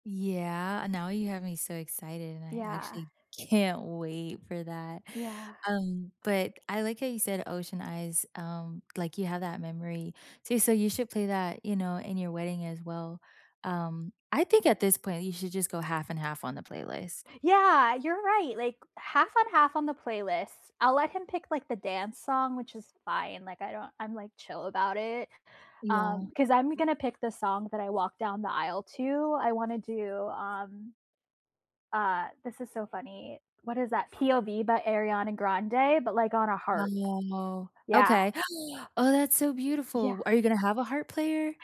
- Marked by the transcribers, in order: stressed: "can't"; tapping; drawn out: "Wow"; gasp
- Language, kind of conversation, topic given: English, unstructured, What is a song that instantly takes you back to a happy time?
- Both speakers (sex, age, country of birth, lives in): female, 35-39, Philippines, United States; female, 35-39, United States, United States